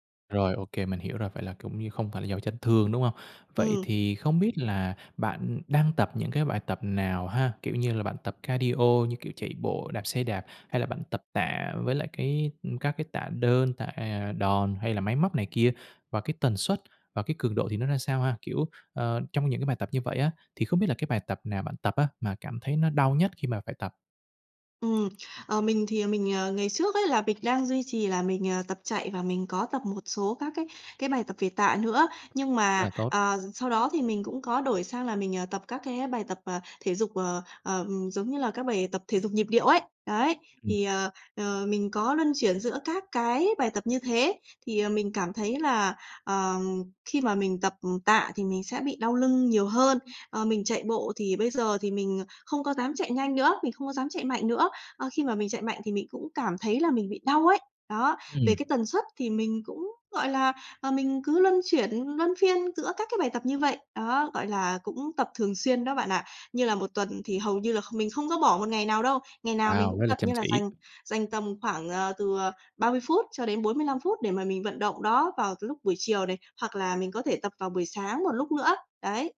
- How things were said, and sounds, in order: in English: "cardio"; tapping; other background noise
- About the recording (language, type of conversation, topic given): Vietnamese, advice, Tôi bị đau lưng khi tập thể dục và lo sẽ làm nặng hơn, tôi nên làm gì?